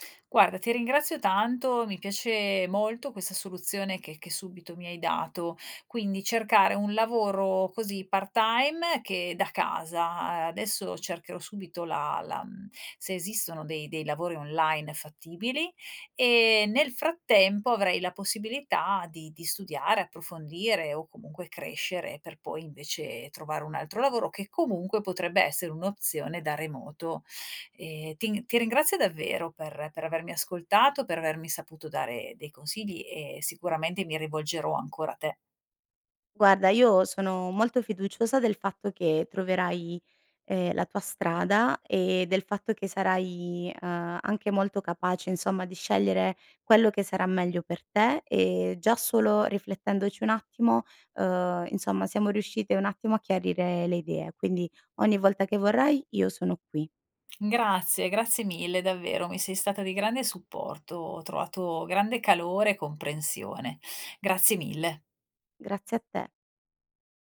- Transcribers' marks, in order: tapping
- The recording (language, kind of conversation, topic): Italian, advice, Dovrei tornare a studiare o specializzarmi dopo anni di lavoro?